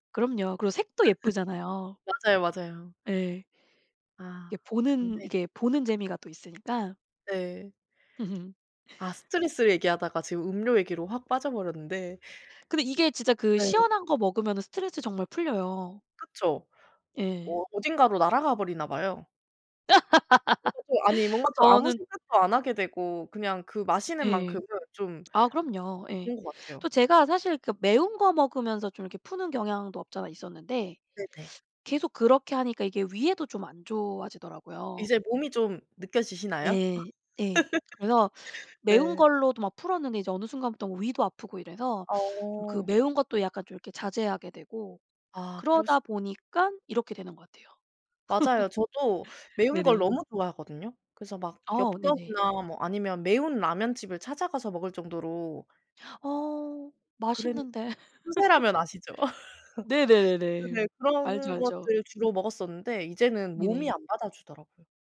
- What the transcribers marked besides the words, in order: laugh; other background noise; laugh; laugh; unintelligible speech; tapping; unintelligible speech; laugh; laugh; gasp; laugh
- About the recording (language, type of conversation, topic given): Korean, unstructured, 스트레스를 받을 때 어떻게 대처하시나요?